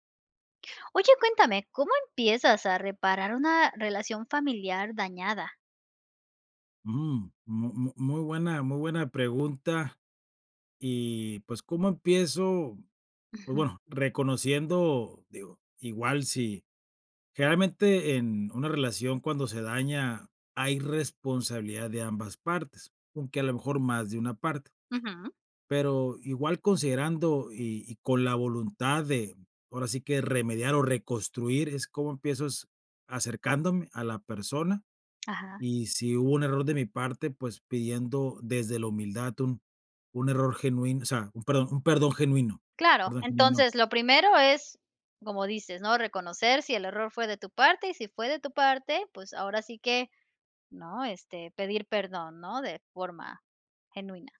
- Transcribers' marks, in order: none
- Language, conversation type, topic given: Spanish, podcast, ¿Cómo puedes empezar a reparar una relación familiar dañada?